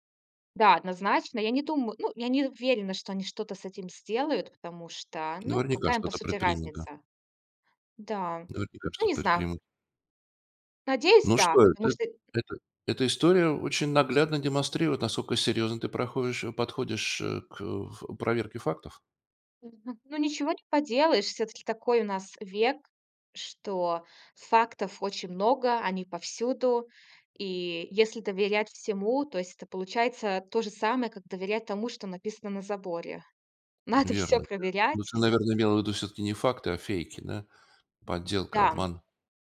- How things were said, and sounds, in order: none
- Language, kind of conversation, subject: Russian, podcast, Как ты проверяешь новости в интернете и где ищешь правду?